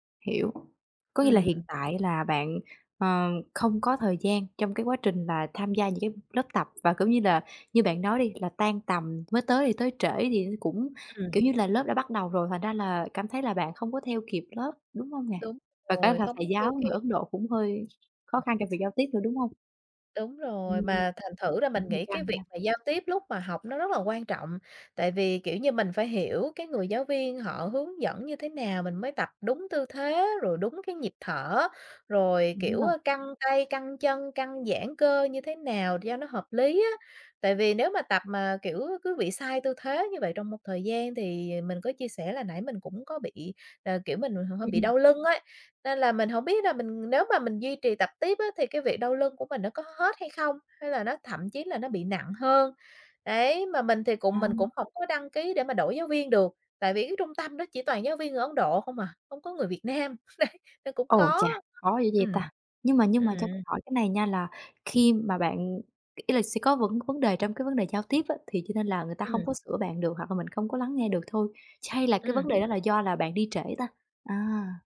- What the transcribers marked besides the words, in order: tapping; other background noise; laughing while speaking: "Đấy"
- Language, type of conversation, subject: Vietnamese, advice, Làm thế nào để duy trì thói quen tập thể dục đều đặn?